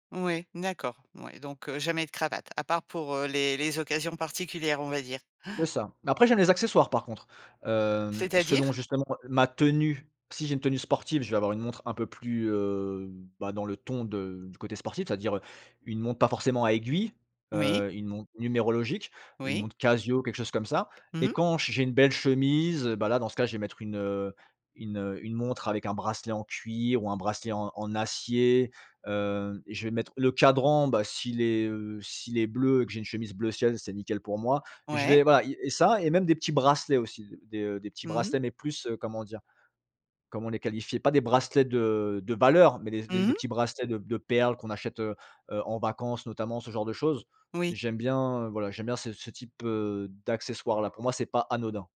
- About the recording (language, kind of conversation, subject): French, podcast, Comment trouves-tu l’inspiration pour t’habiller chaque matin ?
- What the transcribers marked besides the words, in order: inhale; drawn out: "heu"; tapping